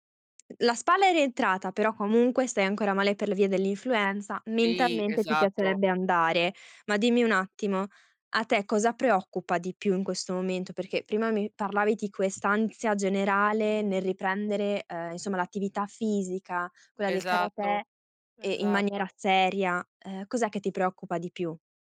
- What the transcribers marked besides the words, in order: none
- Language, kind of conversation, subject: Italian, advice, Come posso gestire l’ansia nel riprendere l’attività fisica dopo un lungo periodo di inattività?
- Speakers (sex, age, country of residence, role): female, 20-24, Italy, advisor; female, 35-39, Belgium, user